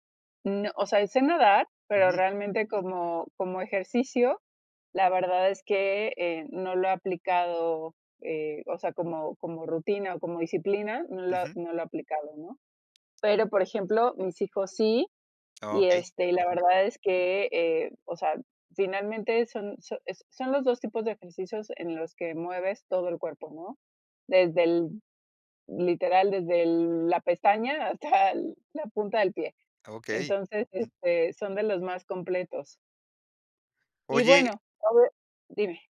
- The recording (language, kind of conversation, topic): Spanish, podcast, ¿Qué ejercicios básicos recomiendas para empezar a entrenar?
- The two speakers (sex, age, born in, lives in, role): female, 40-44, Mexico, Mexico, guest; male, 50-54, Mexico, Mexico, host
- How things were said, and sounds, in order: chuckle